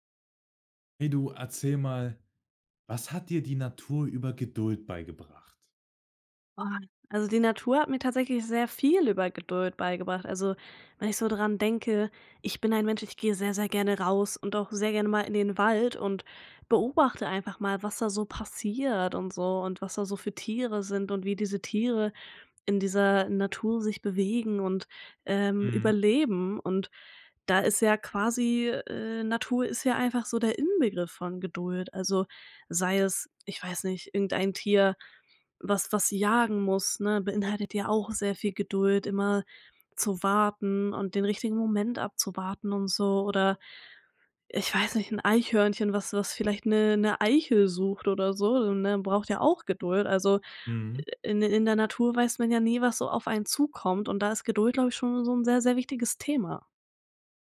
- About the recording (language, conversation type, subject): German, podcast, Erzähl mal, was hat dir die Natur über Geduld beigebracht?
- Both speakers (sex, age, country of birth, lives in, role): female, 20-24, Germany, Germany, guest; male, 18-19, Germany, Germany, host
- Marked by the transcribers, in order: none